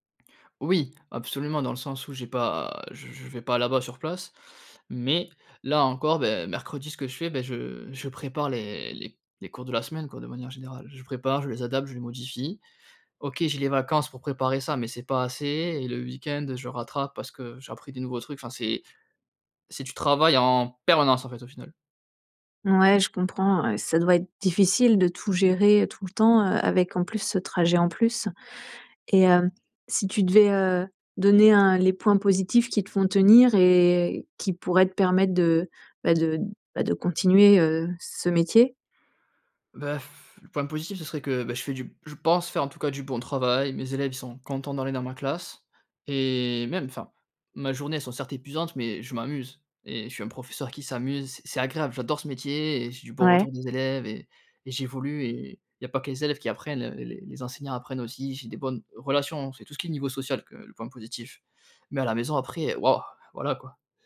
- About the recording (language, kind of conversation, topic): French, advice, Comment décririez-vous votre épuisement émotionnel après de longues heures de travail ?
- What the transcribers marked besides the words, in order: stressed: "Mais"